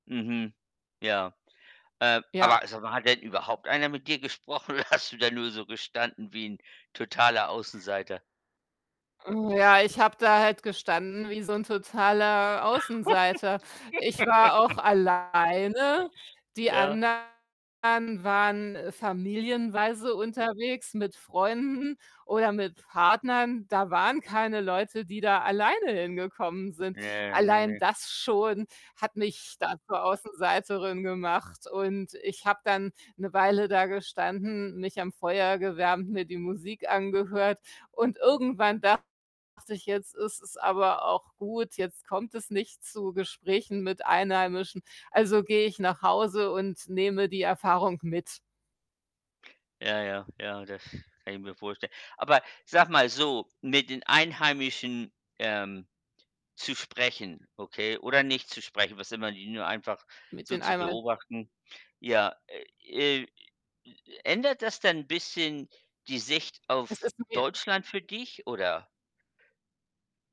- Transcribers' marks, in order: laughing while speaking: "hast du da"; laugh; distorted speech; unintelligible speech
- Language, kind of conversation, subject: German, unstructured, Wie wichtig sind dir Begegnungen mit Einheimischen auf Reisen?